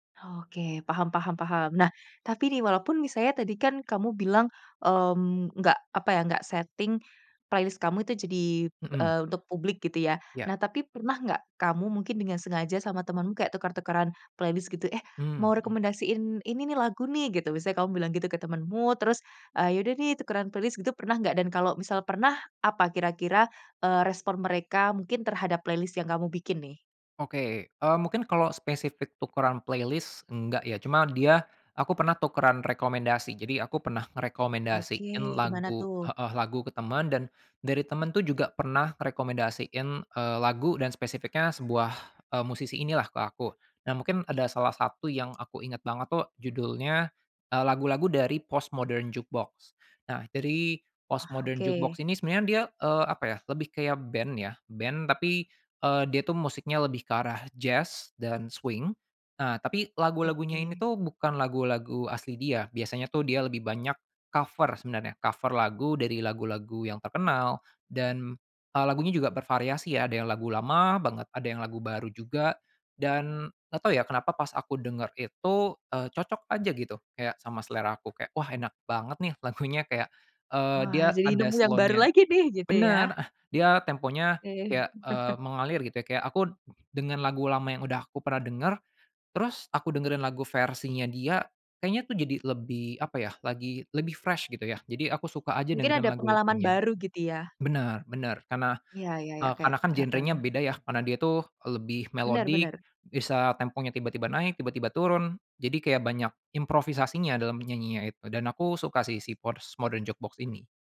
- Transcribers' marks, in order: in English: "playlist"; in English: "playlist"; in English: "playlist"; in English: "playlist"; in English: "playlist"; tapping; in English: "swing"; laughing while speaking: "lagunya"; in English: "slow-nya"; chuckle; in English: "fresh"; in English: "melodic"
- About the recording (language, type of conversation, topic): Indonesian, podcast, Sejauh mana playlist atau rekomendasi algoritma mengubah selera dan kebiasaan mendengarkan musikmu?